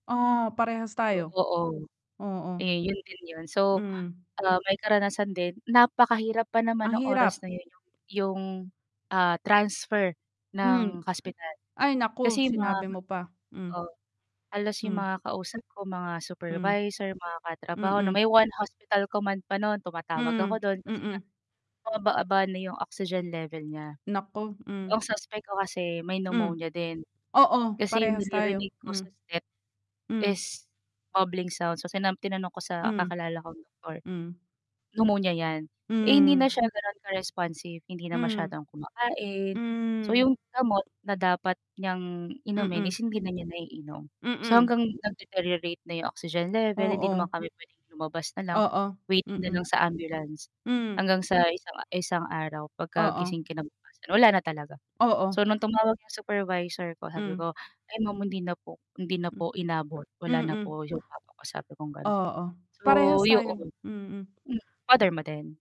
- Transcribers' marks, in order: static; distorted speech; tapping; other background noise; "'yon" said as "yoon"
- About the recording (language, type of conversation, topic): Filipino, unstructured, Ano ang mga positibong epekto ng pagtutulungan sa panahon ng pandemya?